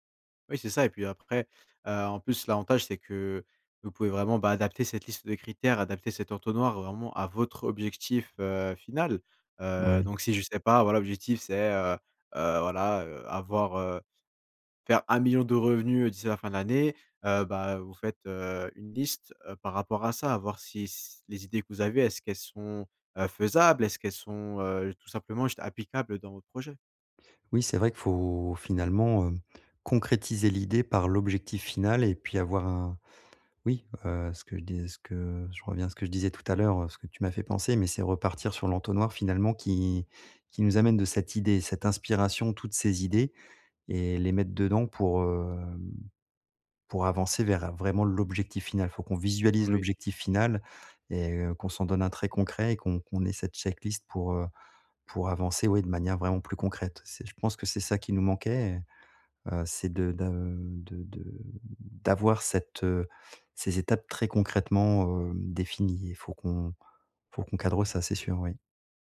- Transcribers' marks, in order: stressed: "votre"; stressed: "faisables"; drawn out: "hem"
- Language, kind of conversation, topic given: French, advice, Comment puis-je filtrer et prioriser les idées qui m’inspirent le plus ?